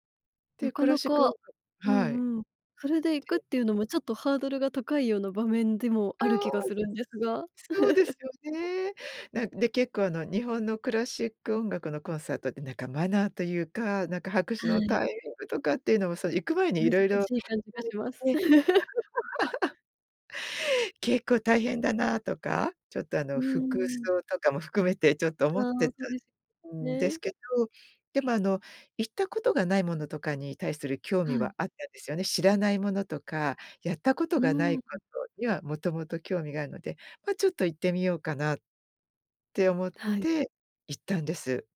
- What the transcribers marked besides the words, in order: other noise; laugh; other background noise; unintelligible speech; laugh
- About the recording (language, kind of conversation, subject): Japanese, podcast, 聴くと自然に涙が出る曲はありますか？